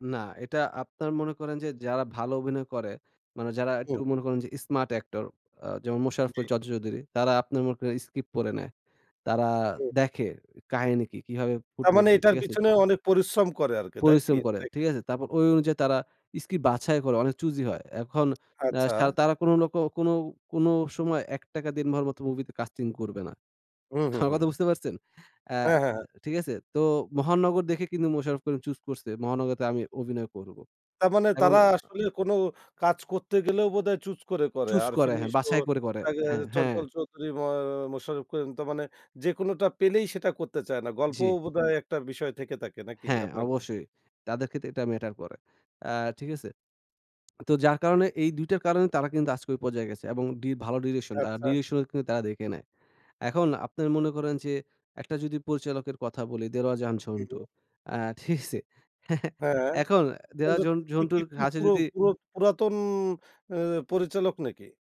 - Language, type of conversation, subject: Bengali, podcast, কোনো চরিত্রকে জীবন্ত মনে করাতে কী লাগে?
- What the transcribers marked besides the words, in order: in English: "Smart actor"; chuckle; tapping; in English: "direction"; in English: "direction"; chuckle; unintelligible speech; "কাছে" said as "ঘাছে"